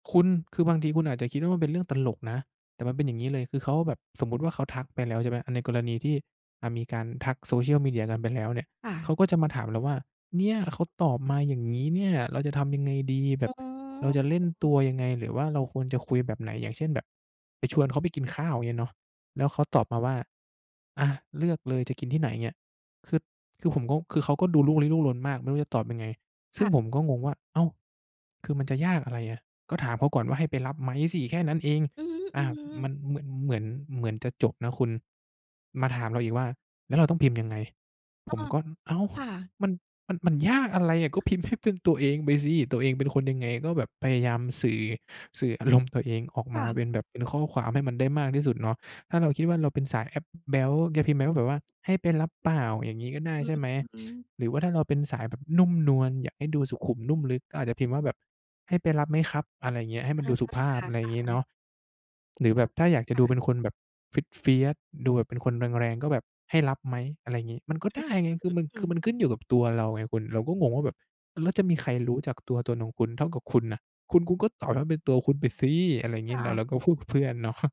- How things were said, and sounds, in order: tapping; chuckle
- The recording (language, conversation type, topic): Thai, podcast, ข้อผิดพลาดที่พนักงานใหม่มักทำบ่อยที่สุดคืออะไร?